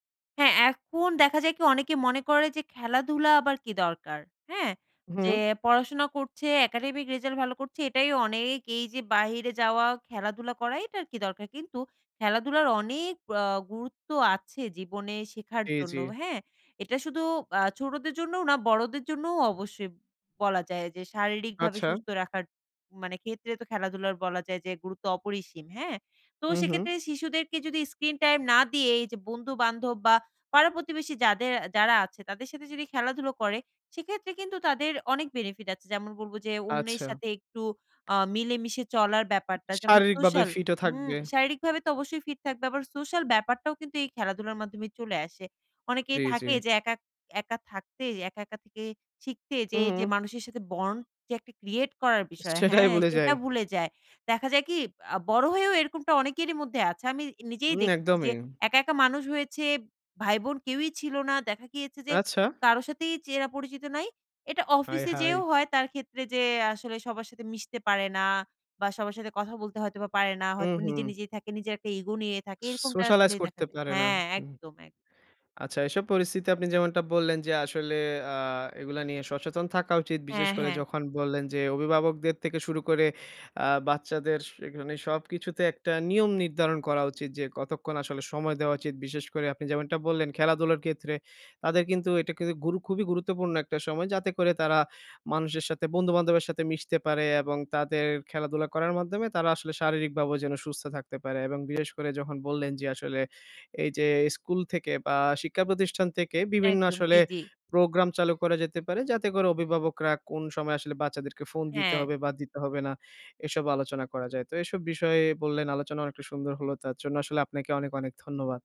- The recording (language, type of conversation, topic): Bengali, podcast, বাচ্চাদের স্ক্রিন ব্যবহারের বিষয়ে আপনি কী কী নীতি অনুসরণ করেন?
- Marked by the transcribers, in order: in English: "academic"; in English: "benefit"; in English: "bond"; in English: "create"; chuckle; in English: "socialize"